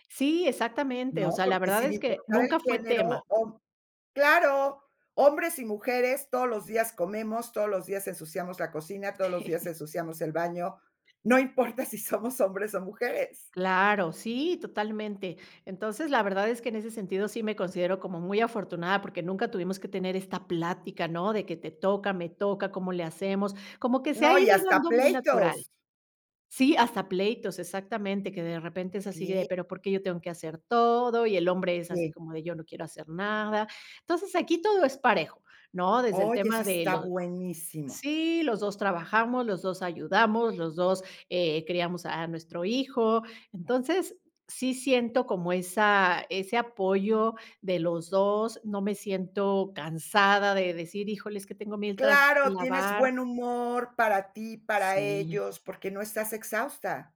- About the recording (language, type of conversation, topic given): Spanish, podcast, ¿Cómo se reparten las tareas del hogar entre los miembros de la familia?
- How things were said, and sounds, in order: chuckle; laughing while speaking: "si somos"